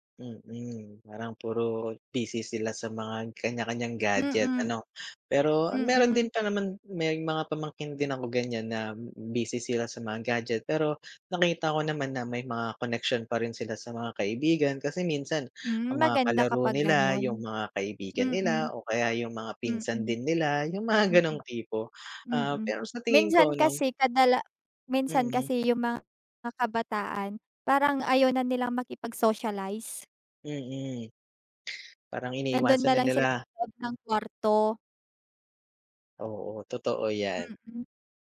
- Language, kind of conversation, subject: Filipino, unstructured, Ano ang masasabi mo tungkol sa pagkawala ng personal na ugnayan dahil sa teknolohiya?
- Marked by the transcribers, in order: tapping; other background noise